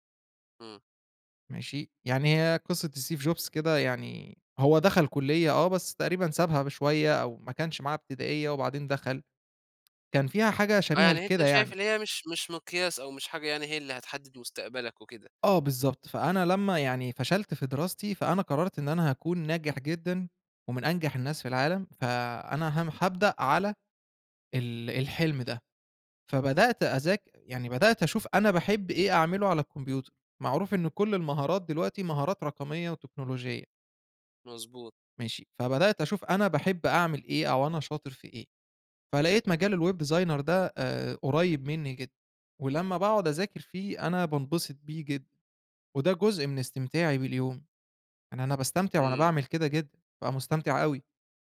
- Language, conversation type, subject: Arabic, podcast, إزاي بتوازن بين استمتاعك اليومي وخططك للمستقبل؟
- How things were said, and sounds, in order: tapping; in English: "الweb designer"